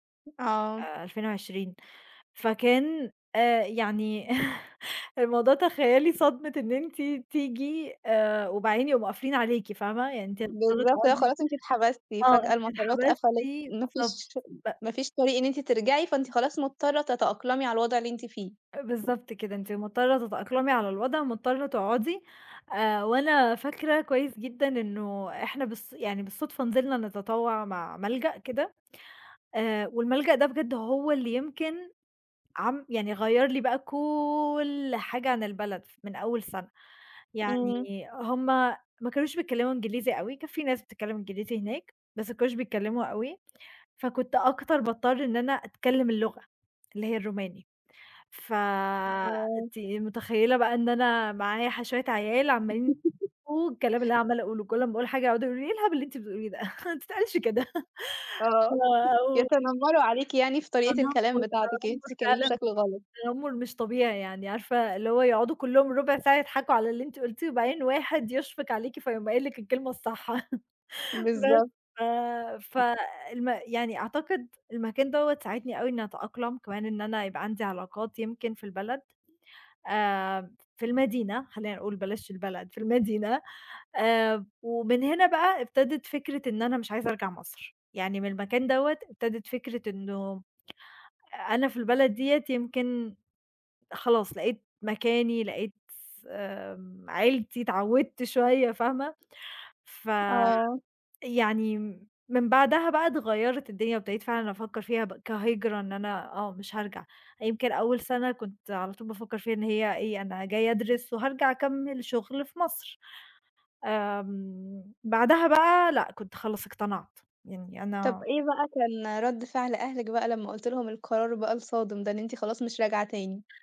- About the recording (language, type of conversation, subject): Arabic, podcast, إزاي الهجرة أو السفر غيّر إحساسك بالجذور؟
- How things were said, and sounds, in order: other background noise; chuckle; tapping; drawn out: "كل"; unintelligible speech; laugh; other noise; laugh; chuckle